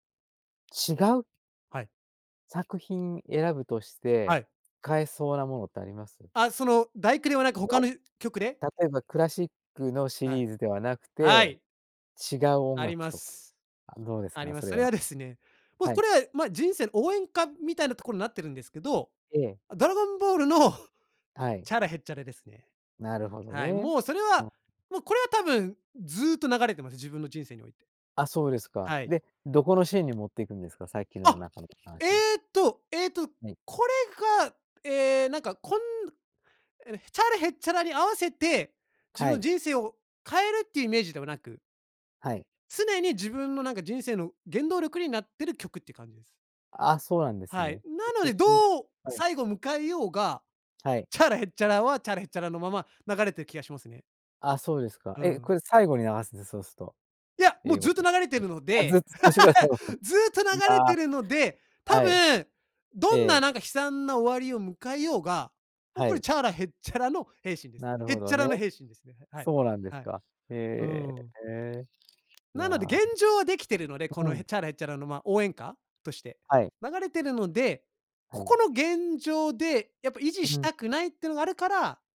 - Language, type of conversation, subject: Japanese, podcast, 自分の人生を映画にするとしたら、主題歌は何ですか？
- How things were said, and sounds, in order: other noise; other background noise; unintelligible speech; laugh; singing: "チャラ・ヘッチャラ"